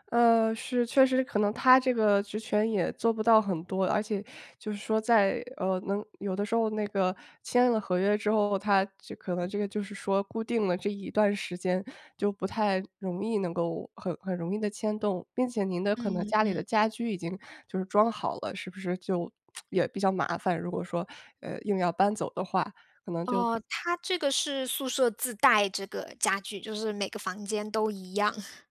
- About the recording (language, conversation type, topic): Chinese, advice, 我怎么才能在家更容易放松并享受娱乐？
- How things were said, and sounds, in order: tsk; other background noise; chuckle